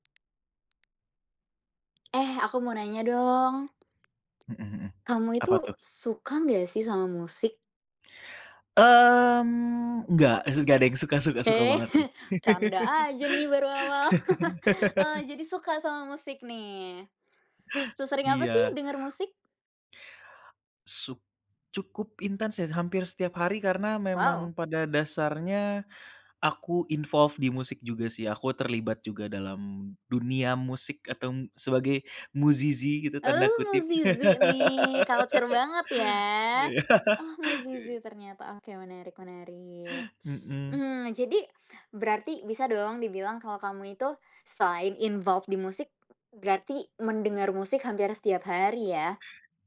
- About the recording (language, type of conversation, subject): Indonesian, podcast, Kapan musik membantu kamu melewati masa sulit?
- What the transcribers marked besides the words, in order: tapping; chuckle; chuckle; laugh; other background noise; in English: "involves"; "musisi" said as "muzizi"; "musisi" said as "muzizi"; "musisi" said as "muzizi"; laugh; in English: "involved"